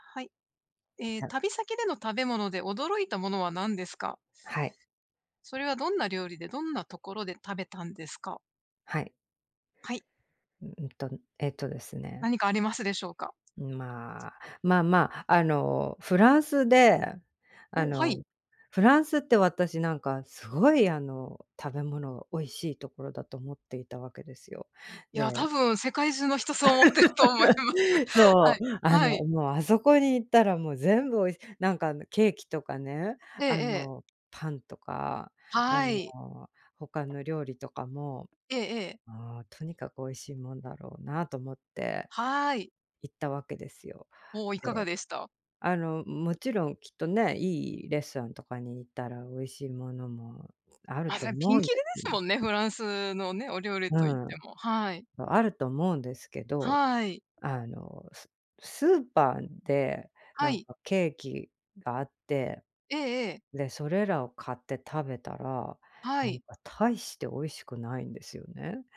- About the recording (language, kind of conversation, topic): Japanese, unstructured, 旅先で食べ物に驚いた経験はありますか？
- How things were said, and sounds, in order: unintelligible speech; tapping; laughing while speaking: "多分世界中の人そう思ってると思います"; laugh; other background noise; unintelligible speech